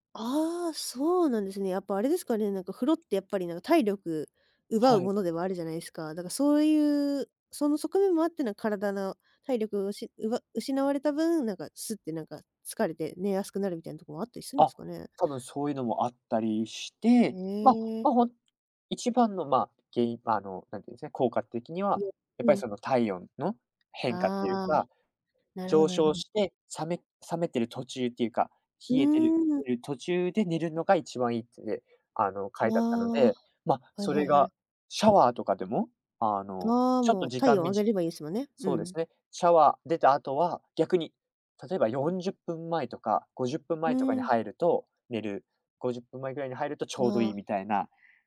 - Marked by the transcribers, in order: none
- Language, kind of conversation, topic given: Japanese, podcast, 睡眠の質を上げるために、普段どんなことを心がけていますか？
- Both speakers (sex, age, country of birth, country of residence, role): female, 20-24, Japan, Japan, host; male, 20-24, United States, Japan, guest